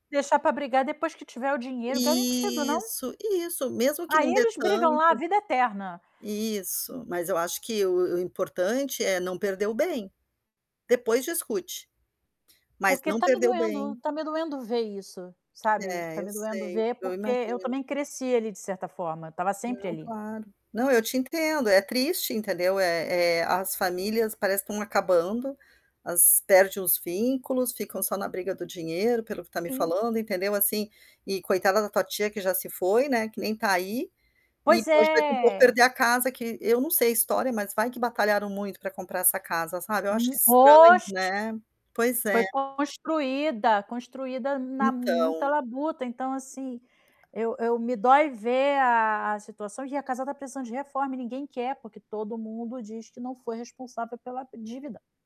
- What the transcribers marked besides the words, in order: static; other background noise; distorted speech; tapping
- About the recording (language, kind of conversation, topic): Portuguese, advice, Como resolver uma briga entre familiares por dinheiro ou por empréstimos não pagos?